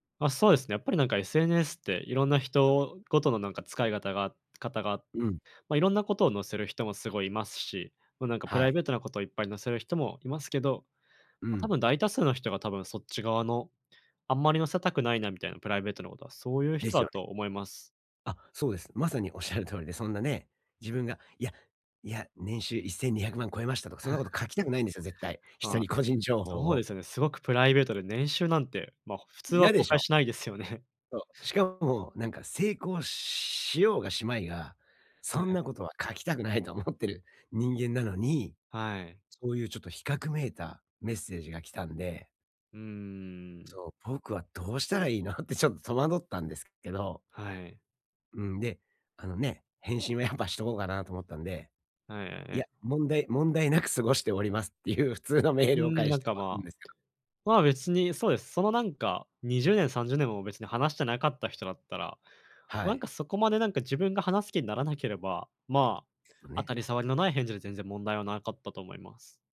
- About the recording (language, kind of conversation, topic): Japanese, advice, 同年代と比べて焦ってしまうとき、どうすれば落ち着いて自分のペースで進めますか？
- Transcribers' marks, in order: other background noise; tapping; chuckle